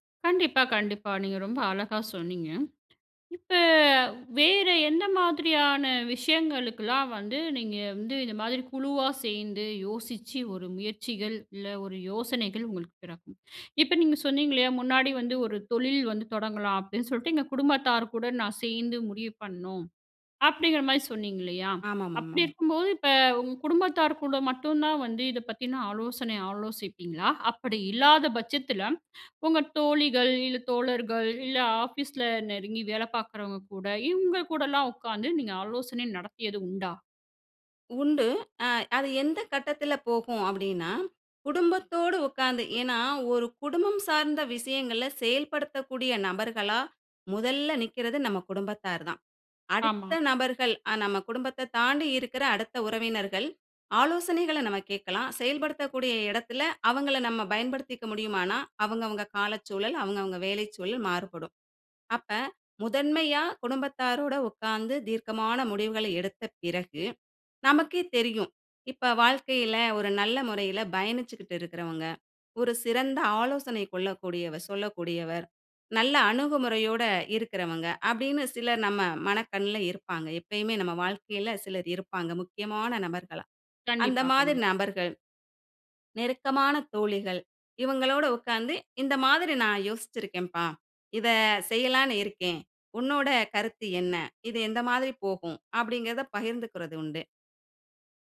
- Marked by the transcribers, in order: other background noise
- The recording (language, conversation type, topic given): Tamil, podcast, சேர்ந்து யோசிக்கும்போது புதிய யோசனைகள் எப்படிப் பிறக்கின்றன?